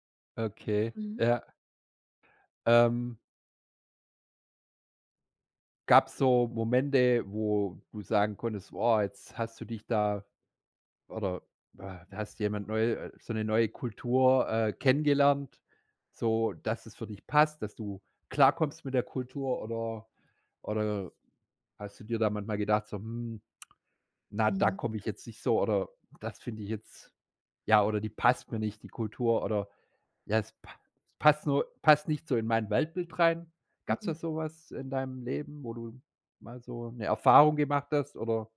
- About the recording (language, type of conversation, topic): German, podcast, Woran merkst du, dass du dich an eine neue Kultur angepasst hast?
- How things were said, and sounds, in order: none